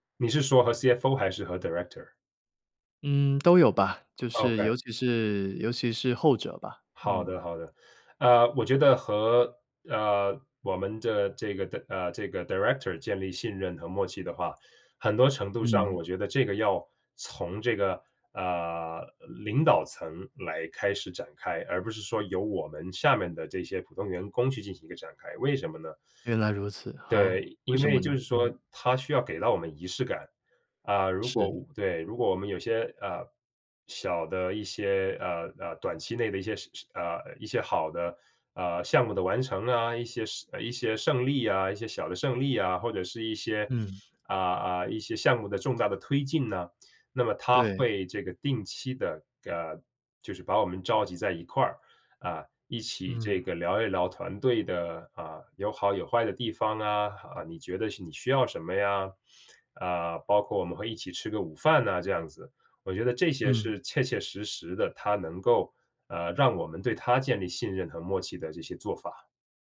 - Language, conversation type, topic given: Chinese, podcast, 在团队里如何建立信任和默契？
- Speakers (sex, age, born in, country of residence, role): male, 30-34, China, United States, guest; male, 30-34, China, United States, host
- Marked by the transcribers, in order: in English: "director"; in English: "de"; in English: "director"; tapping